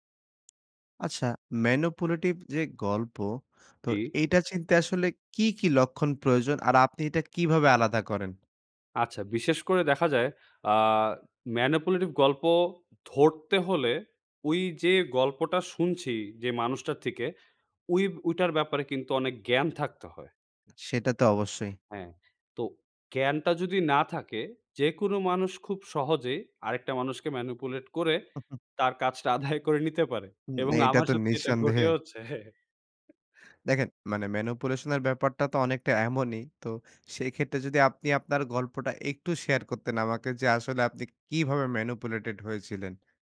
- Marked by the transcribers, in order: in English: "manipulate"; laughing while speaking: "তার কাজটা আদায় করে নিতে পারে এবং আমার সত্যি এটা ঘটেওছে"; chuckle; laughing while speaking: "এইটা তো নিঃসন্দেহে"; in English: "manipulation"; in English: "manipulated"
- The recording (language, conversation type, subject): Bengali, podcast, আপনি কী লক্ষণ দেখে প্রভাবিত করার উদ্দেশ্যে বানানো গল্প চেনেন এবং সেগুলোকে বাস্তব তথ্য থেকে কীভাবে আলাদা করেন?